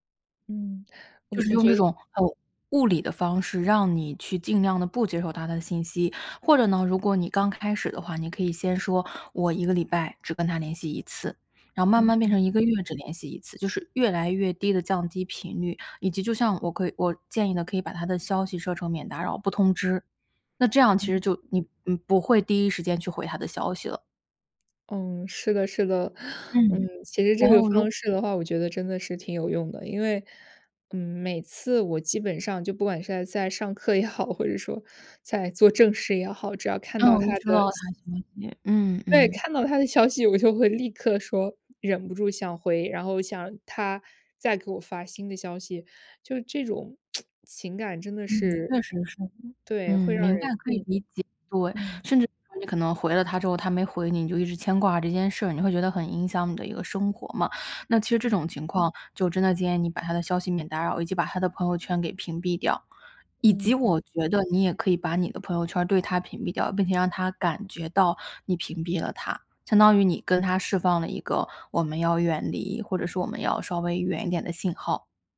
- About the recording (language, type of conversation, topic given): Chinese, advice, 我对前任还存在情感上的纠葛，该怎么办？
- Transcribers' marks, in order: tapping; other background noise; inhale; laughing while speaking: "也好"; laughing while speaking: "我就会"; tsk